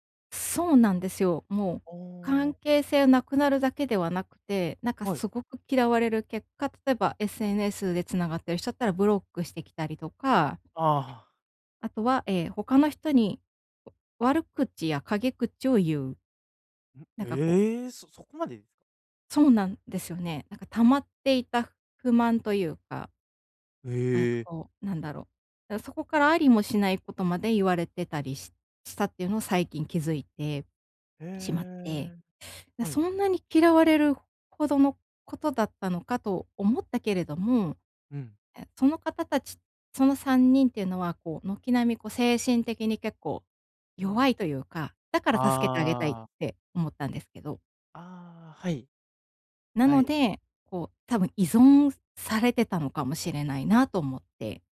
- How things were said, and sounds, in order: other background noise
- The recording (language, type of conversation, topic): Japanese, advice, 人にNOと言えず負担を抱え込んでしまうのは、どんな場面で起きますか？